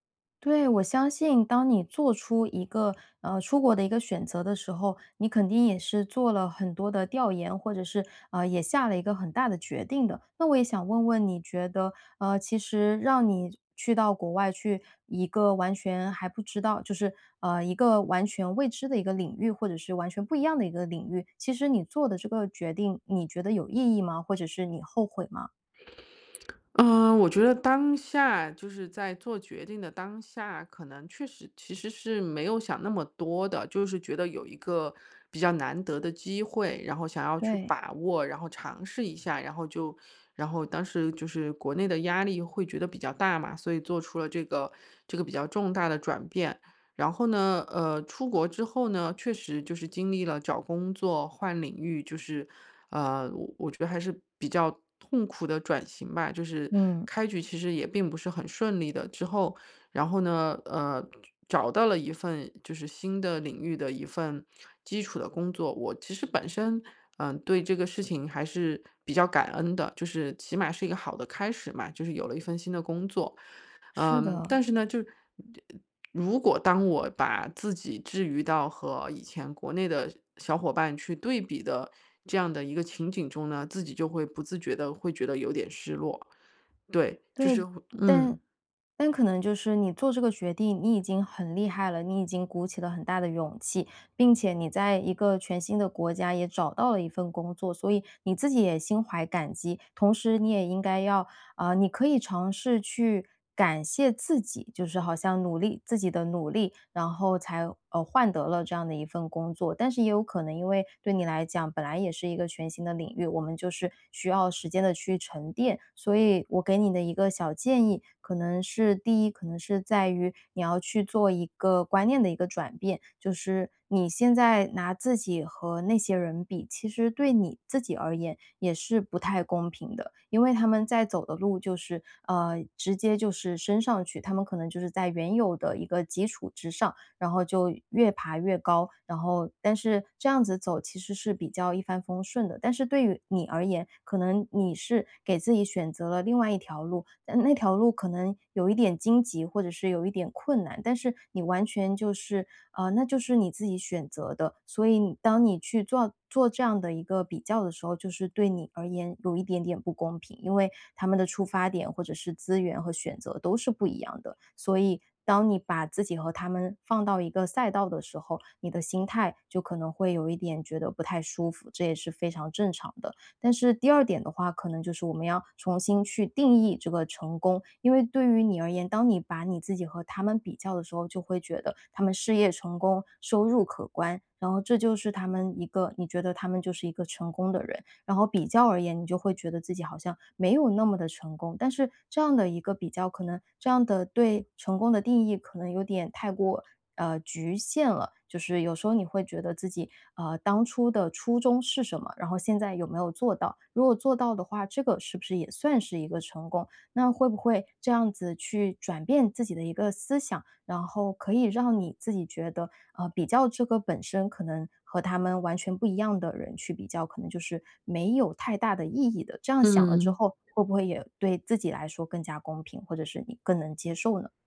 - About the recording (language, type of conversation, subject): Chinese, advice, 我总是和别人比较，压力很大，该如何为自己定义成功？
- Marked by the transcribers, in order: tapping; other background noise; other noise